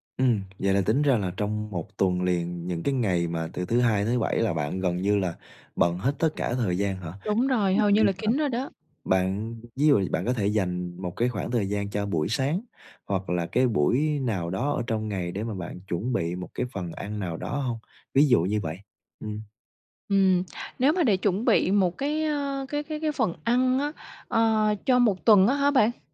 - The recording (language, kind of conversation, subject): Vietnamese, advice, Khó duy trì chế độ ăn lành mạnh khi quá bận công việc.
- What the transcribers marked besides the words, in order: tapping; unintelligible speech